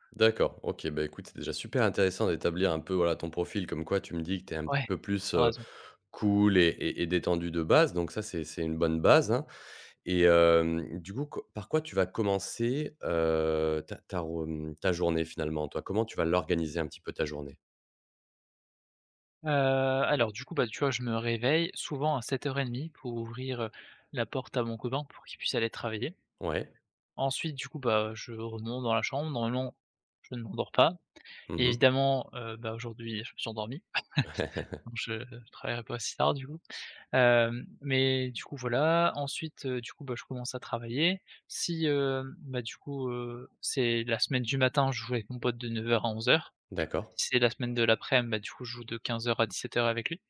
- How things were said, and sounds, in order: chuckle
- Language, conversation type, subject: French, advice, Pourquoi m'est-il impossible de commencer une routine créative quotidienne ?